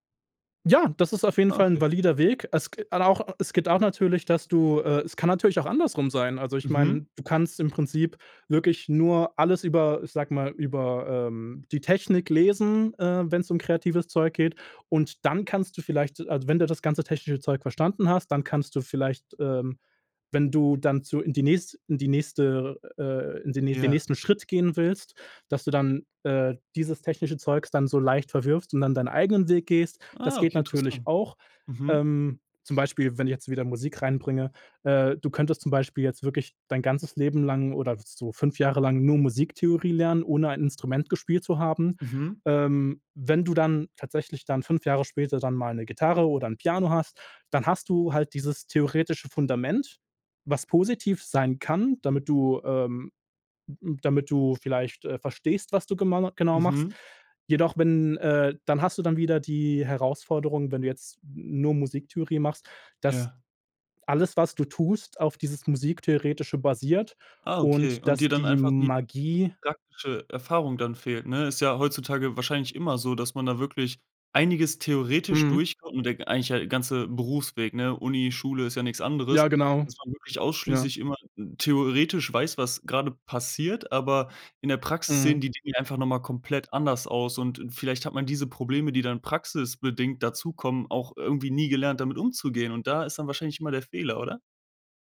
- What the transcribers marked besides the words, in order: other background noise
- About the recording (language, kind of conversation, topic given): German, podcast, Was würdest du jungen Leuten raten, die kreativ wachsen wollen?